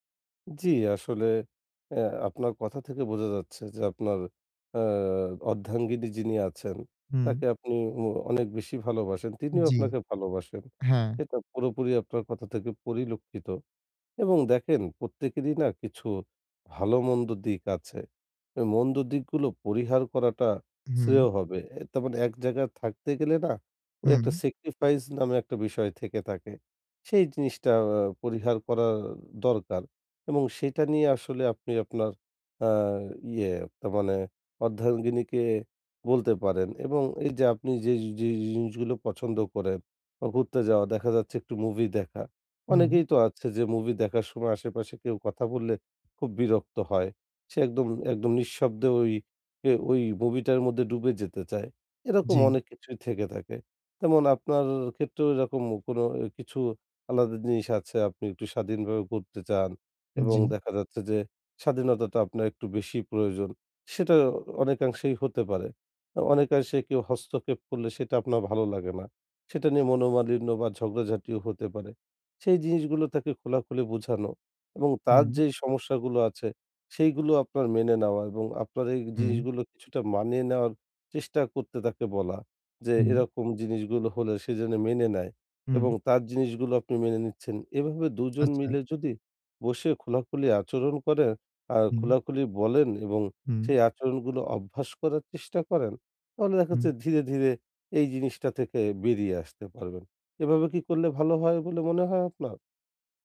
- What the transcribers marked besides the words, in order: in English: "sacrifice"
- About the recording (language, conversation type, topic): Bengali, advice, সম্পর্কে স্বাধীনতা ও ঘনিষ্ঠতার মধ্যে কীভাবে ভারসাম্য রাখবেন?